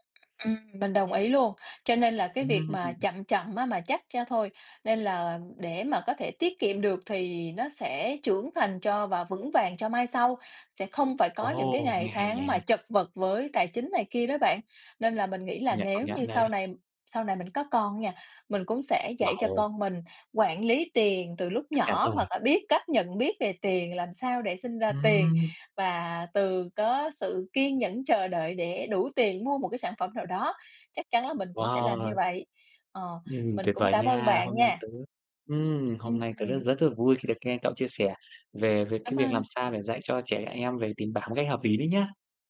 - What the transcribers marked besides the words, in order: none
- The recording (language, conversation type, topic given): Vietnamese, unstructured, Làm thế nào để dạy trẻ về tiền bạc?